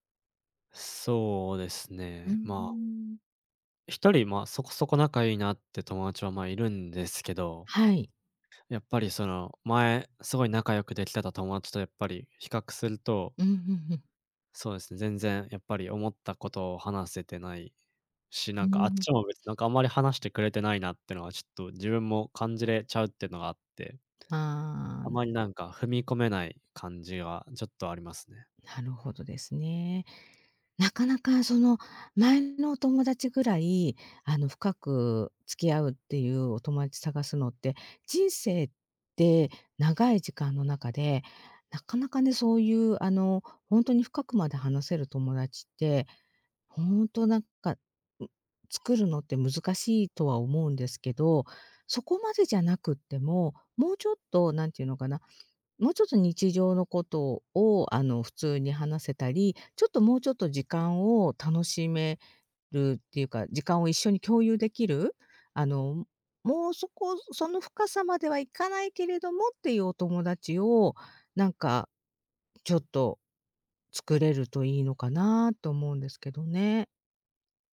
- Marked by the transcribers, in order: tapping; other background noise
- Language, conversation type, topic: Japanese, advice, 新しい環境で友達ができず、孤独を感じるのはどうすればよいですか？